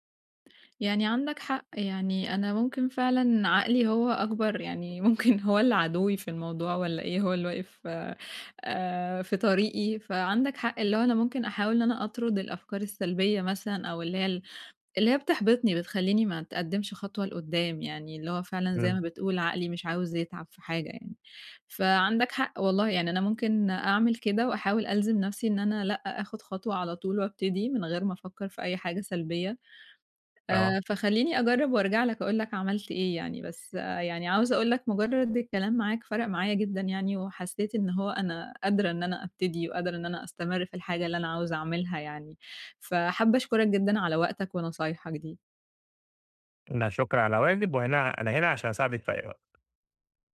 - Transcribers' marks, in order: laughing while speaking: "ممكن هو"; tapping
- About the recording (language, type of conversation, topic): Arabic, advice, إزاي أبطل تسويف وأبني عادة تمرين يومية وأستمر عليها؟